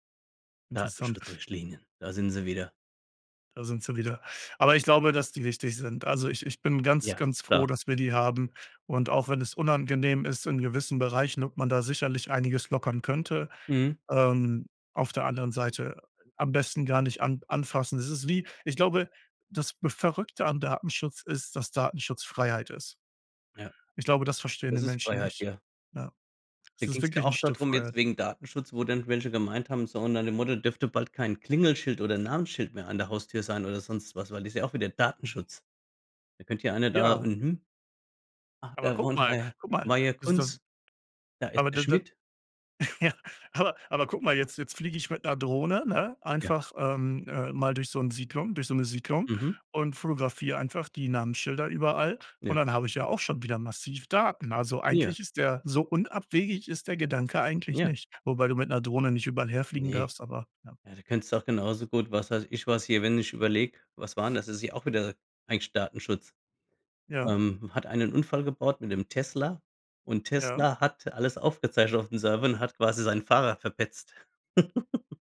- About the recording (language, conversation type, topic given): German, unstructured, Wie wichtig ist dir Datenschutz im Internet?
- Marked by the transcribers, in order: laughing while speaking: "ja"; chuckle